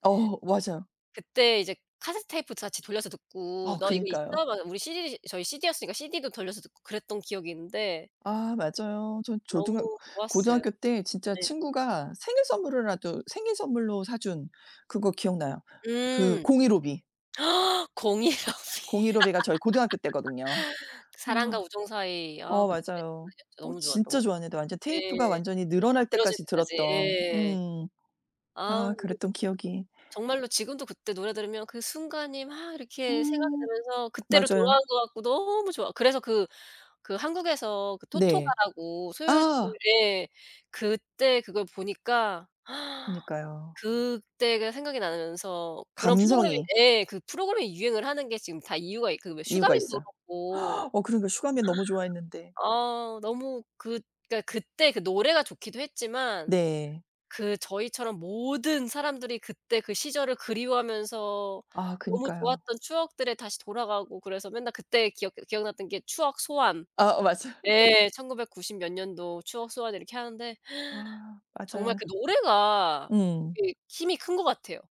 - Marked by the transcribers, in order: "다" said as "자"; other background noise; gasp; laughing while speaking: "공일오비"; laugh; other street noise; background speech; gasp; tapping; gasp; laugh; gasp
- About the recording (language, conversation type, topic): Korean, unstructured, 어린 시절 가장 기억에 남는 순간은 무엇인가요?